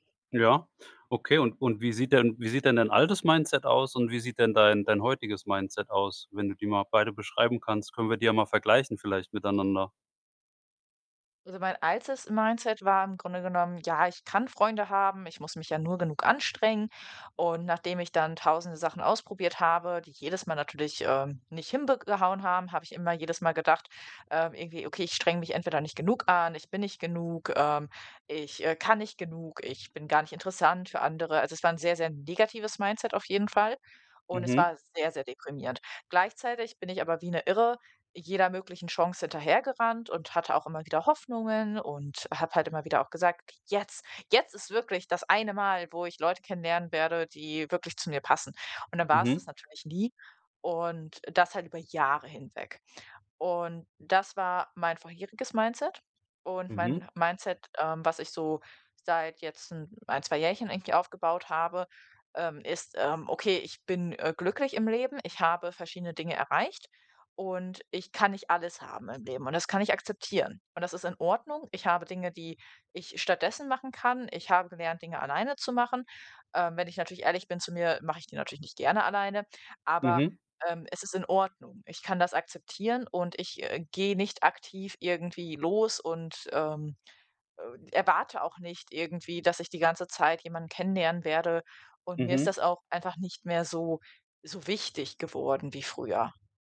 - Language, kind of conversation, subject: German, advice, Wie kann ich in einer neuen Stadt Freundschaften aufbauen, wenn mir das schwerfällt?
- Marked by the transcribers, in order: put-on voice: "Jetzt jetzt ist wirklich das eine Mal"